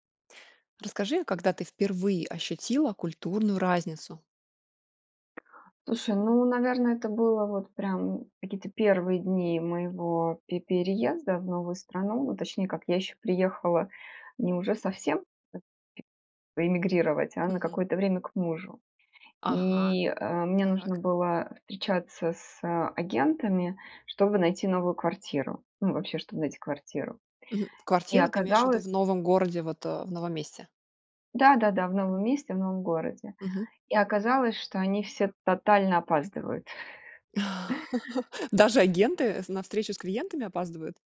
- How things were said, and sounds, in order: tapping; chuckle; laugh
- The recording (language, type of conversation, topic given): Russian, podcast, Когда вы впервые почувствовали культурную разницу?